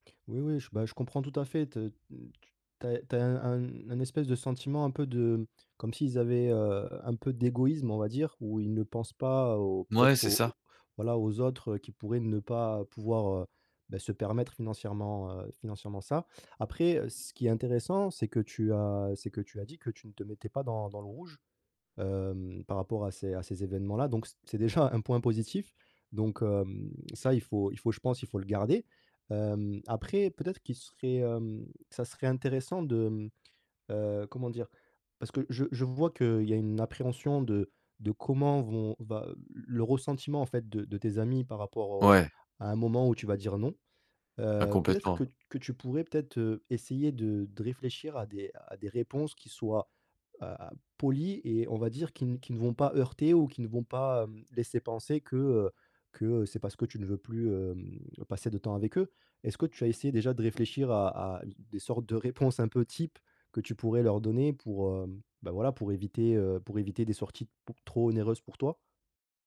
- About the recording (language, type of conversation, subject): French, advice, Comment gérer la pression sociale pour dépenser lors d’événements et de sorties ?
- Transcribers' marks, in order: none